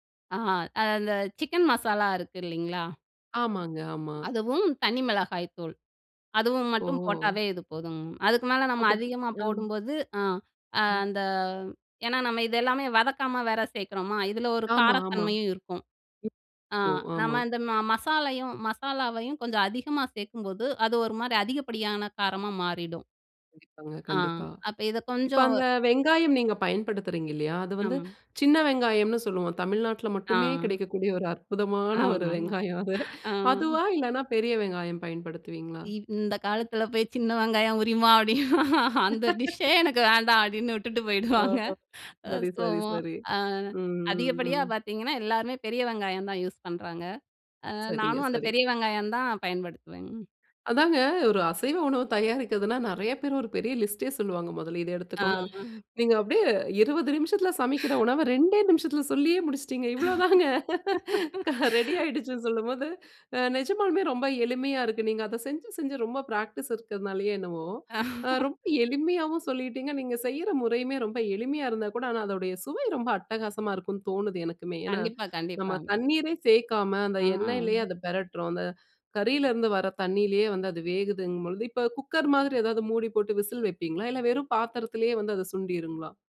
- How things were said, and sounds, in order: unintelligible speech; unintelligible speech; other background noise; laughing while speaking: "ஆமா, ஆ"; laughing while speaking: "ஒரு வெங்காயம் அது"; laughing while speaking: "இந்த காலத்தில போய் சின்ன வெங்காயம் … அப்பிடின்னு விட்டுட்டு போயிடுவாங்க"; laugh; other noise; laughing while speaking: "நீங்க அப்பிடியே இருபது நிமிஷத்தில சமைக்கிற … ரெடி ஆயிடுச்சுன்னு சொல்லும்போது"; laugh; in English: "பிராக்டிஸ்"; laugh
- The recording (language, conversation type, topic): Tamil, podcast, விருந்தினர்களுக்கு உணவு தயாரிக்கும் போது உங்களுக்கு முக்கியமானது என்ன?